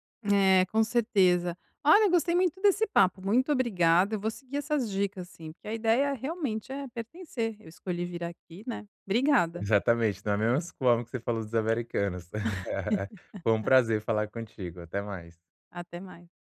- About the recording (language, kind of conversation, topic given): Portuguese, advice, Como posso restabelecer uma rotina e sentir-me pertencente aqui?
- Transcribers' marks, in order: laugh